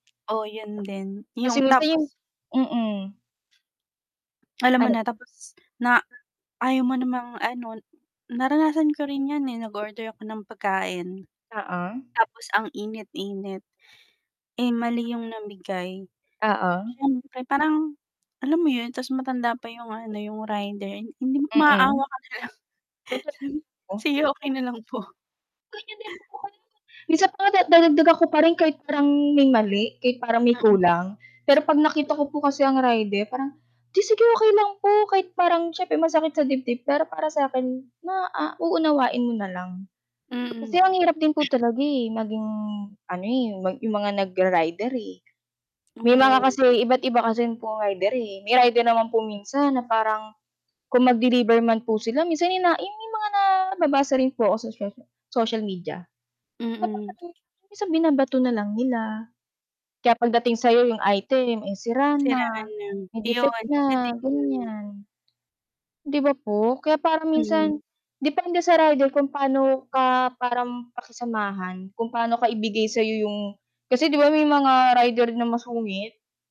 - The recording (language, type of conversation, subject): Filipino, unstructured, Ano ang mas gusto mo: mamili online o mamili sa mall?
- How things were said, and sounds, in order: static; tapping; distorted speech; mechanical hum; inhale; other background noise; chuckle; laughing while speaking: "Sige okey na lang po"; background speech; chuckle; unintelligible speech; sneeze